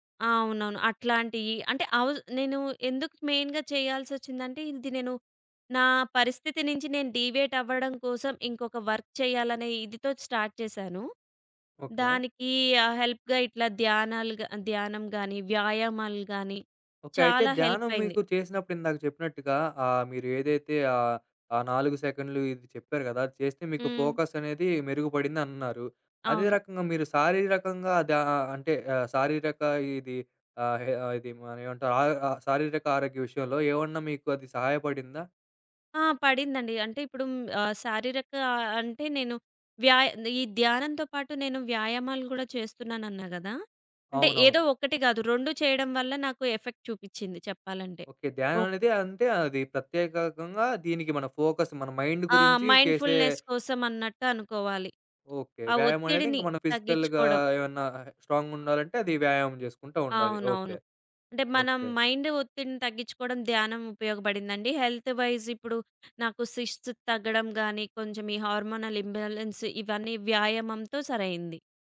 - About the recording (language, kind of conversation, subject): Telugu, podcast, ఒత్తిడి సమయంలో ధ్యానం మీకు ఎలా సహాయపడింది?
- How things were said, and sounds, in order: in English: "మెయిన్‌గా"; in English: "డీవియేట్"; in English: "వర్క్"; in English: "స్టార్ట్"; in English: "హెల్ప్‌గా"; in English: "హెల్ప్"; in English: "ఫోకస్"; in English: "ఎఫెక్ట్"; in English: "ఫోకస్"; in English: "మైండ్"; in English: "మైండ్‌ఫుల్‌నెస్"; in English: "ఫిజికల్‌గా"; in English: "మైండ్"; in English: "హెల్త్ వైస్"; in English: "సిస్ట్"; in English: "హార్మోనల్ ఇంబాలెన్స్"